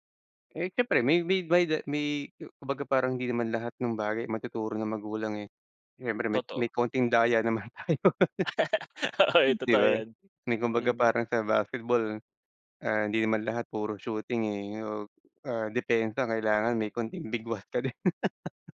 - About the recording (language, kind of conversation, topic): Filipino, unstructured, Sino ang pinakamalaking inspirasyon mo sa pag-abot ng mga pangarap mo?
- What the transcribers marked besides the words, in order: laugh; laughing while speaking: "tayo"; laugh